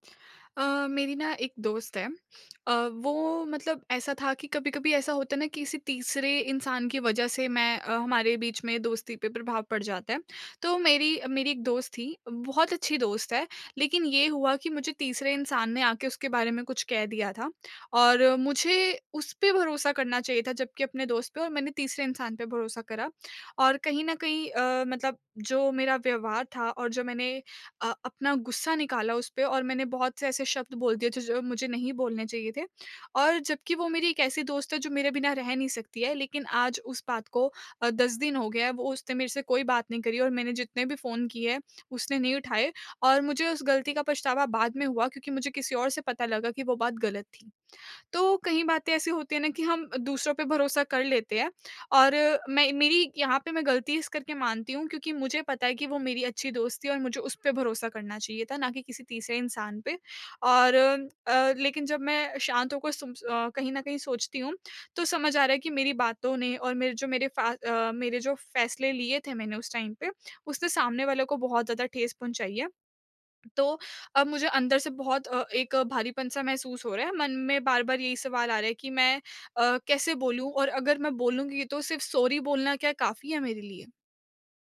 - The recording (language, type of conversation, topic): Hindi, advice, मैंने किसी को चोट पहुँचाई है—मैं सच्ची माफी कैसे माँगूँ और अपनी जिम्मेदारी कैसे स्वीकार करूँ?
- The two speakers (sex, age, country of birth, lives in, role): female, 20-24, India, India, user; female, 45-49, India, India, advisor
- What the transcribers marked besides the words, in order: in English: "टाइम"; in English: "सॉरी"